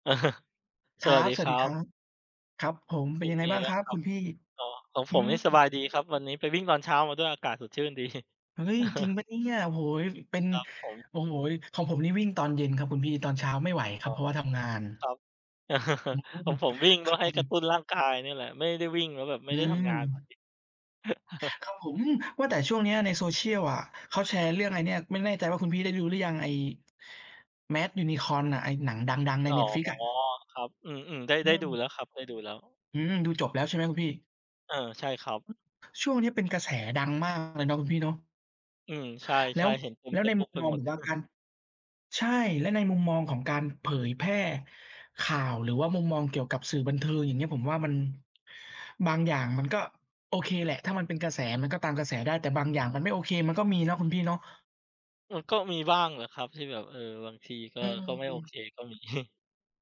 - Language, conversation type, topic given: Thai, unstructured, คุณคิดว่าเราควรมีข้อจำกัดในการเผยแพร่ข่าวหรือไม่?
- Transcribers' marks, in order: chuckle; laughing while speaking: "ดี"; chuckle; chuckle; unintelligible speech; chuckle; chuckle; chuckle